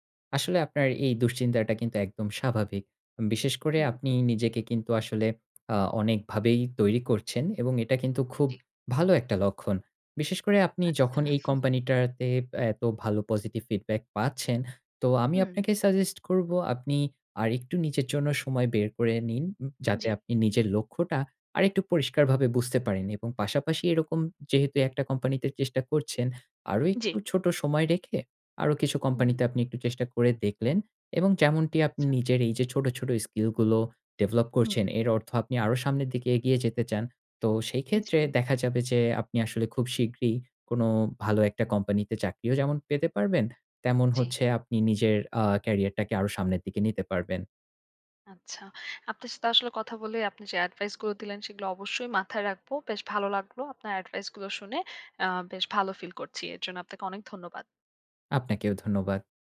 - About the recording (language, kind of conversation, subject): Bengali, advice, একই সময়ে অনেক লক্ষ্য থাকলে কোনটিকে আগে অগ্রাধিকার দেব তা কীভাবে বুঝব?
- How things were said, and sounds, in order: chuckle